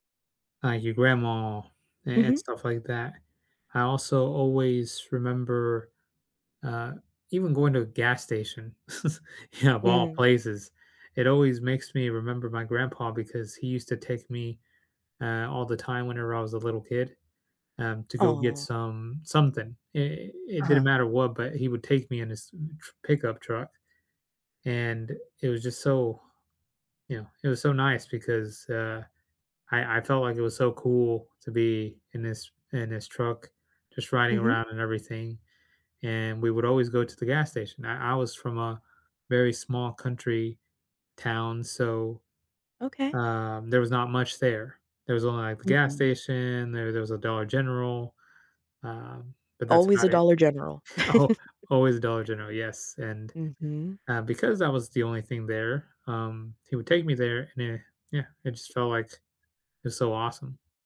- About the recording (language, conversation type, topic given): English, unstructured, Have you ever been surprised by a forgotten memory?
- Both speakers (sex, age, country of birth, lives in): female, 30-34, United States, United States; male, 35-39, United States, United States
- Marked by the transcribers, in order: chuckle; chuckle; laughing while speaking: "Al"; chuckle; other background noise